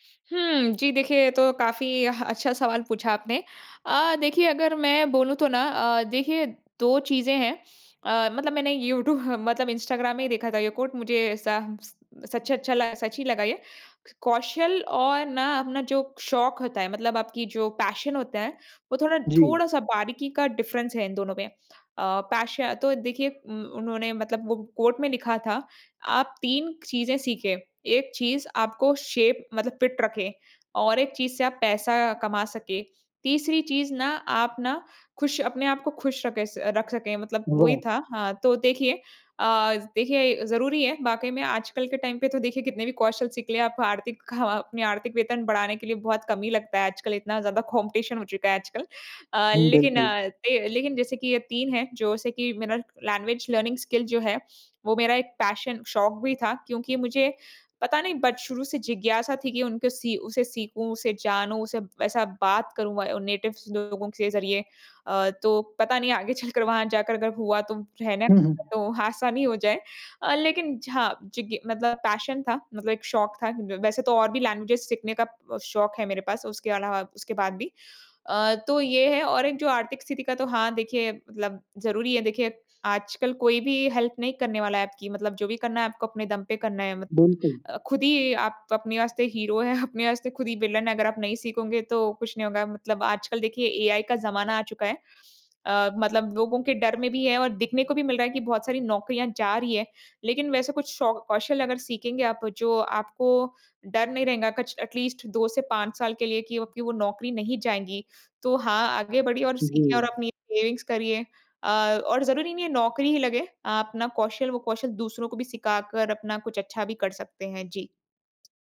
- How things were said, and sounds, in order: laughing while speaking: "यूट्यू"; in English: "कोट"; other background noise; in English: "पैशन"; in English: "डिफ़रेंस"; in English: "कोट"; in English: "शेप"; in English: "फिट"; in English: "टाइम"; in English: "कॉम्पिटिशन"; in English: "लैंग्वेज लर्निंग स्किल"; in English: "पैशन"; in English: "नेटिव"; laughing while speaking: "आगे चलकर"; in English: "पैशन"; in English: "लैंग्वेजेस"; in English: "हेल्प"; in English: "हीरो"; laughing while speaking: "हैं"; in English: "विलन"; tapping; in English: "एटलीस्ट"; in English: "सेविंग्स"
- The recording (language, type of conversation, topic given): Hindi, podcast, नए कौशल सीखने में आपको सबसे बड़ी बाधा क्या लगती है?